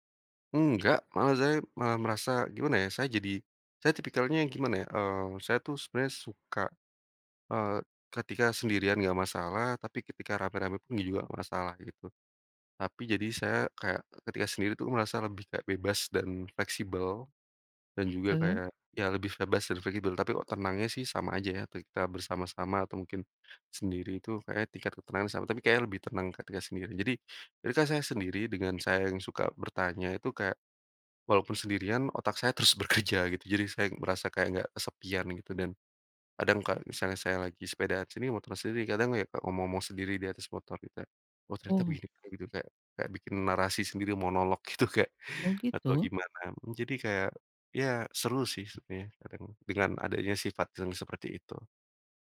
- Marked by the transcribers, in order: "sini" said as "siri"; "sebetulnya" said as "sebnya"
- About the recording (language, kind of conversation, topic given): Indonesian, podcast, Pengalaman apa yang membuat kamu terus ingin tahu lebih banyak?